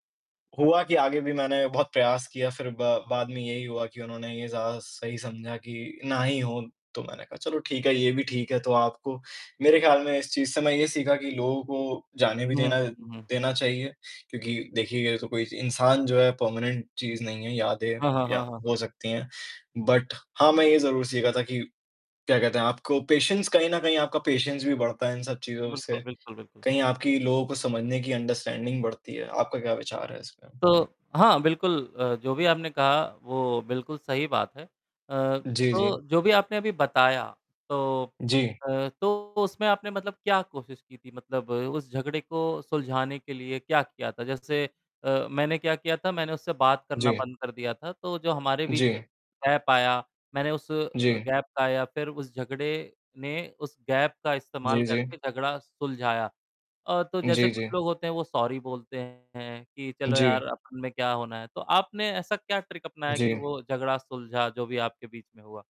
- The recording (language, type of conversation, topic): Hindi, unstructured, जब झगड़ा होता है, तो उसे कैसे सुलझाना चाहिए?
- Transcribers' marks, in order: in English: "परमानेंट"; other background noise; in English: "बट"; in English: "पेशेंस"; in English: "पेशेंस"; in English: "अंडरस्टैंडिंग"; mechanical hum; distorted speech; in English: "गैप"; in English: "गैप"; in English: "गैप"; in English: "सॉरी"; in English: "ट्रिक"